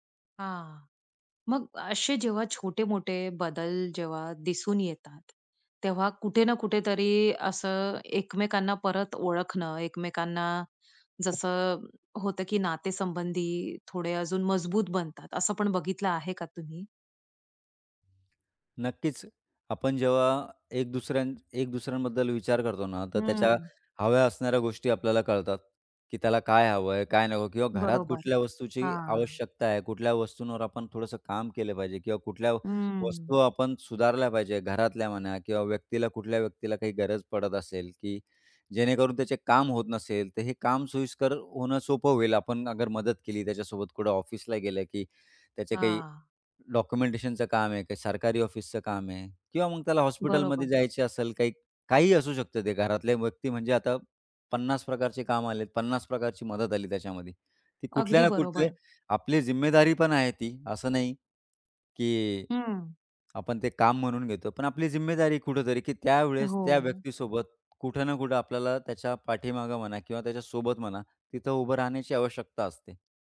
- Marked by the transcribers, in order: other background noise; tapping
- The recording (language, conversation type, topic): Marathi, podcast, कुटुंबासाठी एकत्र वेळ घालवणे किती महत्त्वाचे आहे?